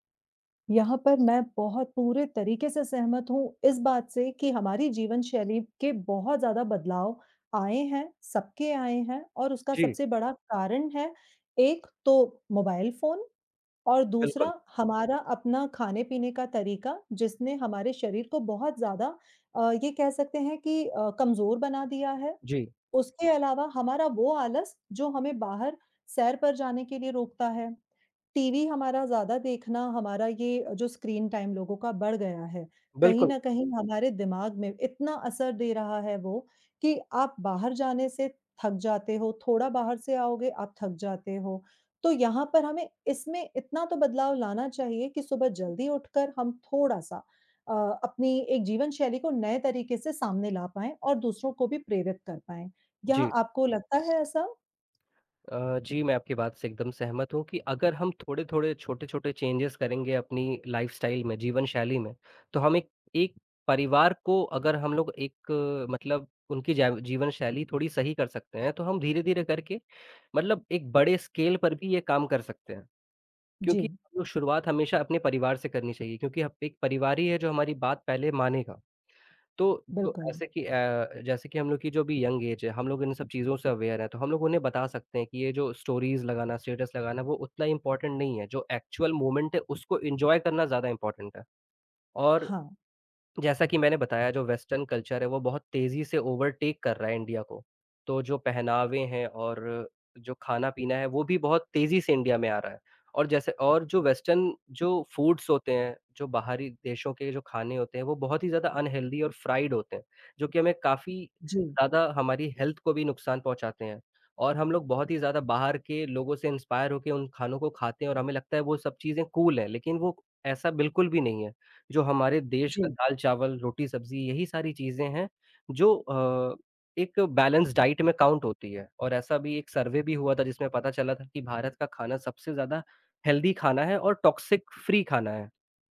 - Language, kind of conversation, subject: Hindi, unstructured, हम अपने परिवार को अधिक सक्रिय जीवनशैली अपनाने के लिए कैसे प्रेरित कर सकते हैं?
- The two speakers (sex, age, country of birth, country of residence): female, 35-39, India, India; male, 18-19, India, India
- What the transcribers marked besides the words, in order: tapping; in English: "टाइम"; other background noise; in English: "चेंजेस"; in English: "लाइफ़स्टाइल"; in English: "स्केल"; in English: "यंग ऐज़"; in English: "अवेयर"; in English: "स्टोरीज़"; in English: "इम्पोर्टेंट"; in English: "एक्चुअल मोमेंट"; in English: "एन्जॉय"; in English: "इम्पोर्टेंट"; in English: "वेस्टर्न कल्चर"; in English: "ओवरटेक"; in English: "वेस्टर्न"; in English: "फूड्स"; in English: "अनहेल्दी"; in English: "फ्राइड"; in English: "हेल्थ"; in English: "इंस्पायर"; in English: "बैलेंस डाइट"; in English: "काउंट"; in English: "हेल्दी"; in English: "टॉक्सिक फ्री"